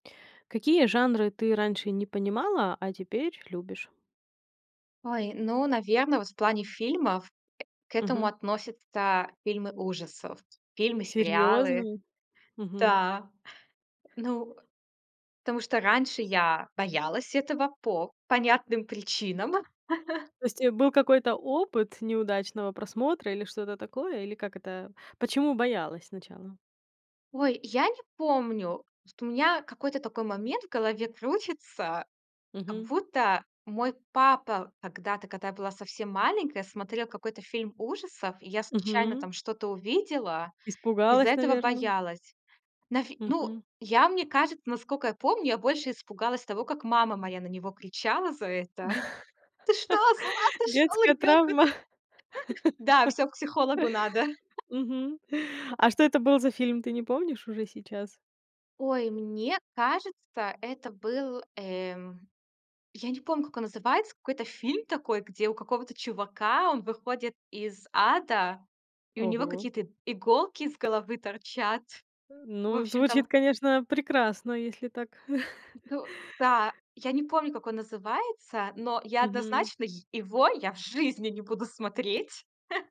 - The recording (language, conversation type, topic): Russian, podcast, Какие жанры ты раньше не понимал(а), а теперь полюбил(а)?
- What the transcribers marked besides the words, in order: chuckle; "Вот" said as "вт"; "Как" said as "ка"; tapping; laugh; put-on voice: "Ты что, с ума сошёл ребёнка тут !"; laugh; unintelligible speech; other noise; "какой-то" said as "който"; chuckle; chuckle